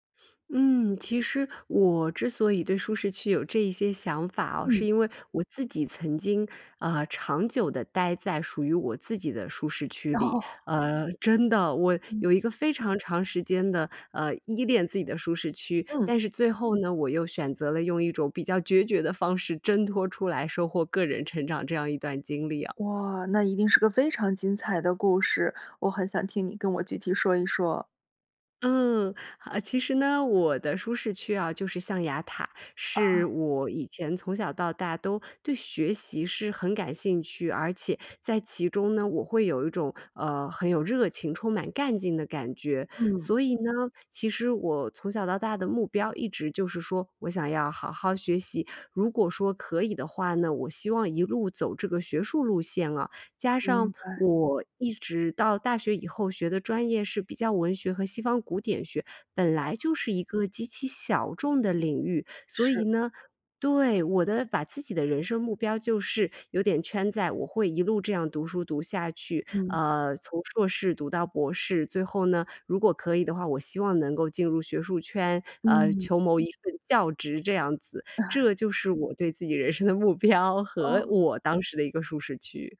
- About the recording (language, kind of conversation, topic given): Chinese, podcast, 你如何看待舒适区与成长？
- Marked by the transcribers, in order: laughing while speaking: "哦"; chuckle; laughing while speaking: "目标"